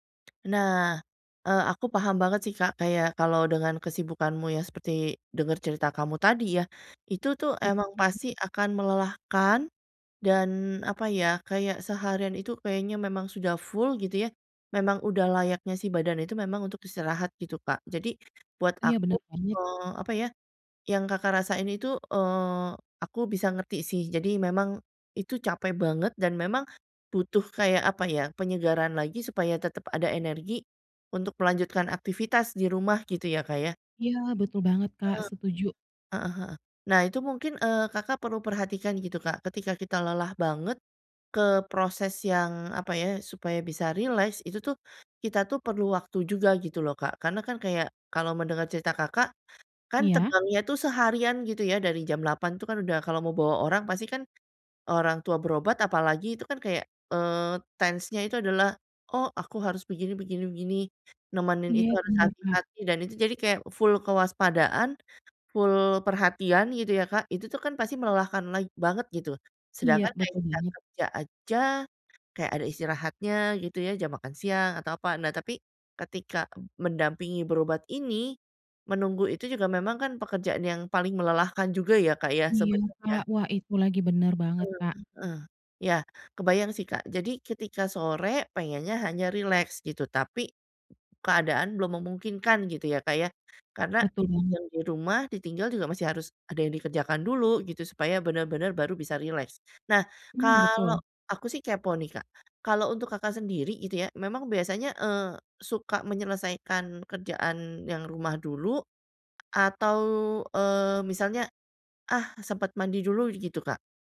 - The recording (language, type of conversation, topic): Indonesian, advice, Bagaimana cara mulai rileks di rumah setelah hari yang melelahkan?
- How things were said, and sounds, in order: tapping; unintelligible speech; in English: "tense"; other background noise